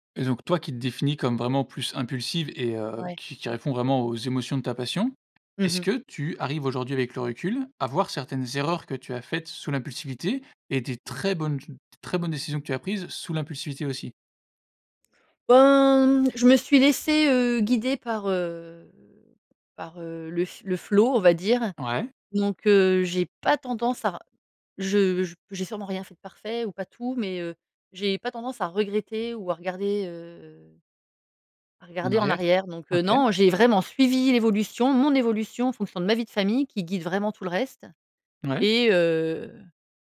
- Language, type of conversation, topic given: French, podcast, Comment transformer une compétence en un travail rémunéré ?
- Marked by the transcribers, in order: other background noise; stressed: "très"; drawn out: "Ben"; drawn out: "heu"; stressed: "pas"; stressed: "vraiment"